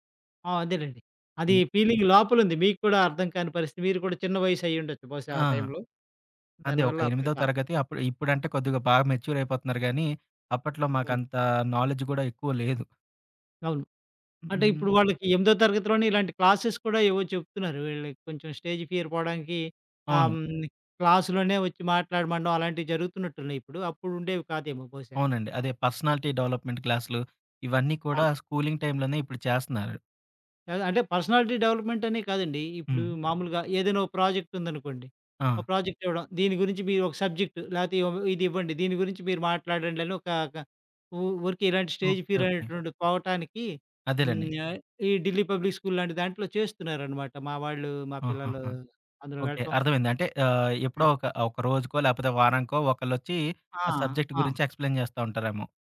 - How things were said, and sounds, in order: in English: "ఫీలింగ్"; tapping; in English: "మెచ్యూర్"; in English: "నాలెడ్జ్"; in English: "క్లాసెస్"; in English: "స్టేజ్"; in English: "పర్సనాలిటీ డెవలప్‌మెంట్"; in English: "స్కూలింగ్ టైంలోనే"; in English: "పర్సనాలిటీ"; in English: "ప్రాజెక్ట్"; in English: "సబ్జెక్ట్"; other background noise; in English: "స్టేజ్ ఫియర్"; in English: "సబ్జెక్ట్"; in English: "ఎక్స్‌ప్లేన్"
- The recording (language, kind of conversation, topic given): Telugu, podcast, ఆత్మవిశ్వాసం తగ్గినప్పుడు దానిని మళ్లీ ఎలా పెంచుకుంటారు?